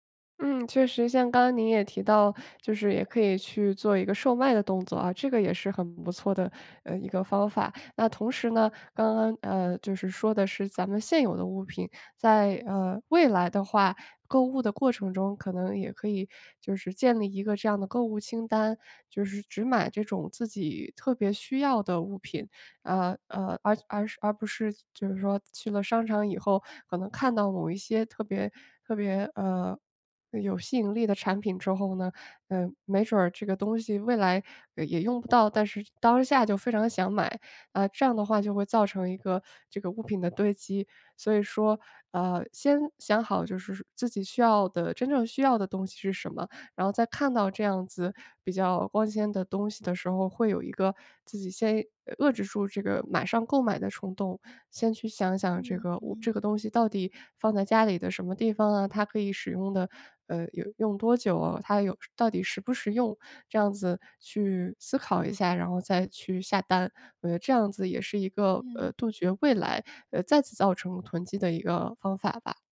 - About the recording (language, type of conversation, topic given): Chinese, advice, 怎样才能长期维持简约生活的习惯？
- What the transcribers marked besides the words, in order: none